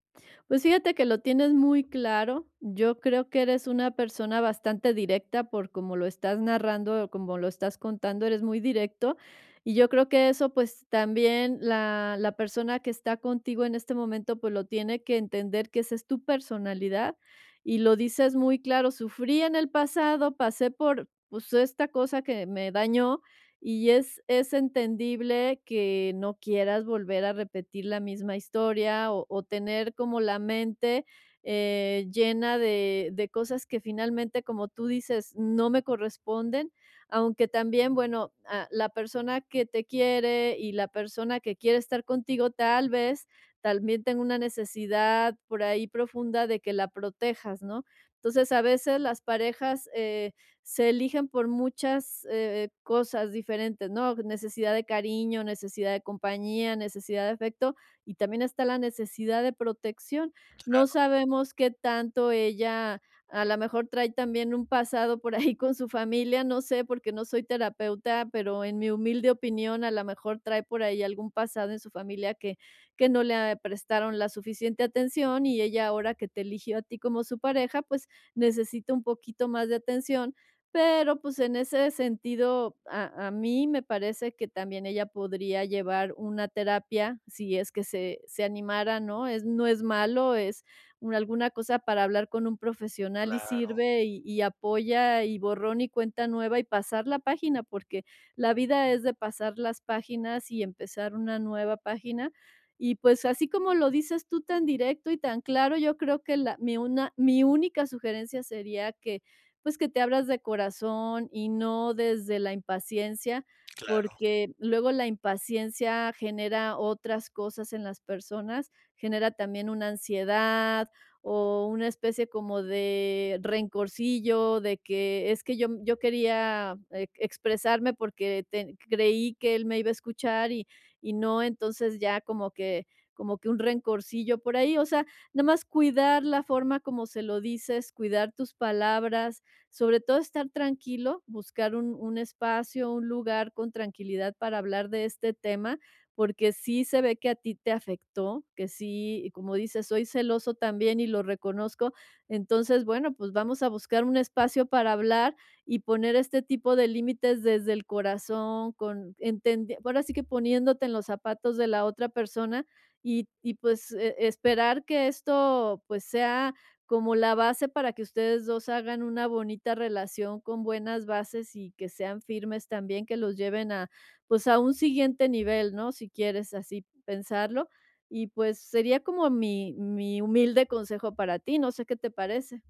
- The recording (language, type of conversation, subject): Spanish, advice, ¿Cómo puedo establecer límites saludables y comunicarme bien en una nueva relación después de una ruptura?
- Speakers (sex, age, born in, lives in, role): female, 60-64, Mexico, Mexico, advisor; male, 35-39, Mexico, Mexico, user
- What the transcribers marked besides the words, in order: laughing while speaking: "por ahí"